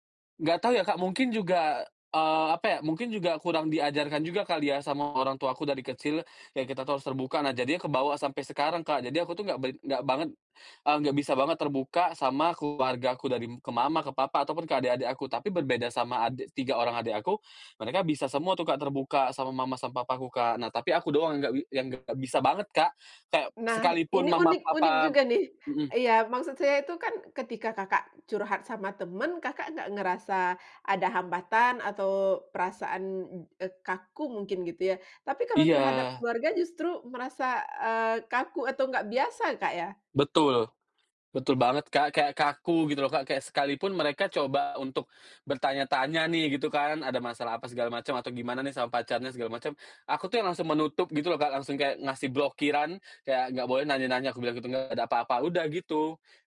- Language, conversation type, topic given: Indonesian, podcast, Bagaimana peran teman atau keluarga saat kamu sedang stres?
- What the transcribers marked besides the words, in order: none